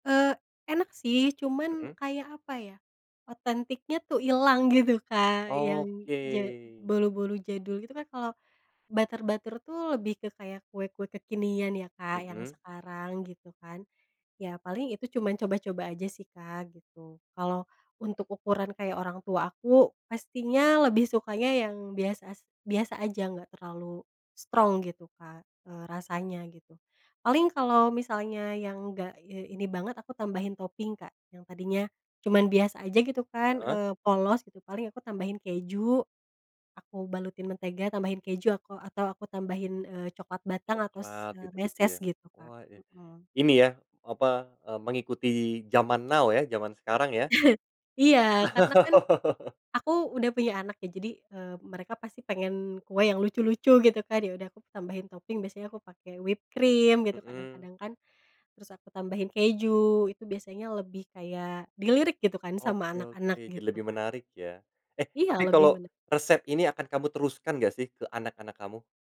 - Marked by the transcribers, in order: in English: "butter-butter"; in English: "strong"; in English: "now"; laugh; in English: "whipped cream"
- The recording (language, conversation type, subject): Indonesian, podcast, Ada resep warisan keluarga yang pernah kamu pelajari?